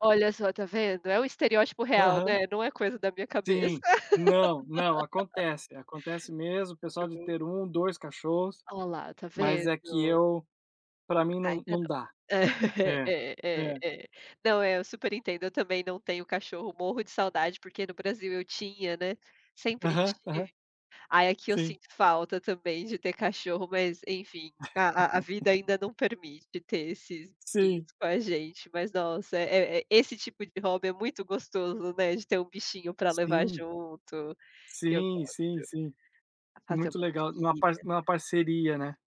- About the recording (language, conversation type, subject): Portuguese, unstructured, Qual passatempo faz você se sentir mais feliz?
- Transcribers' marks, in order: laugh; tapping; laugh